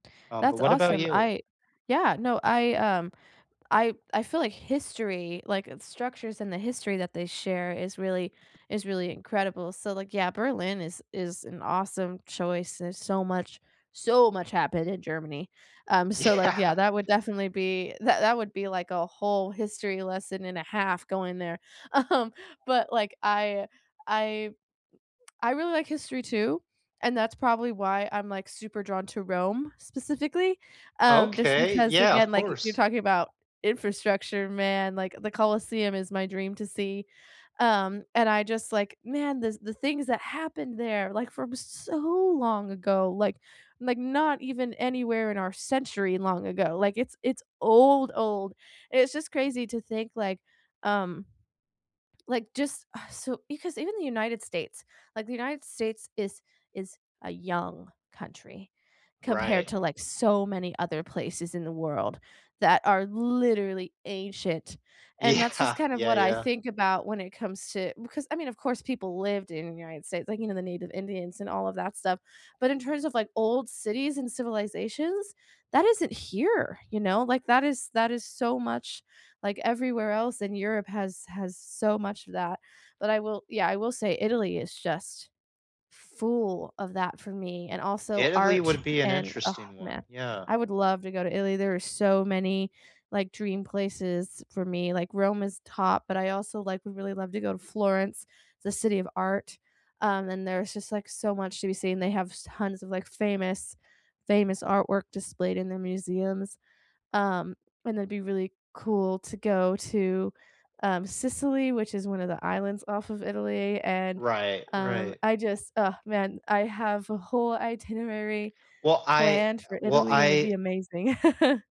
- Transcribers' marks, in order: other background noise; tapping; stressed: "so"; laughing while speaking: "Yeah"; laughing while speaking: "Um"; drawn out: "so"; stressed: "old"; stressed: "literally"; laughing while speaking: "Yeah"; stressed: "full"; chuckle
- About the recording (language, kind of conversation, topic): English, unstructured, What is your idea of a perfect date?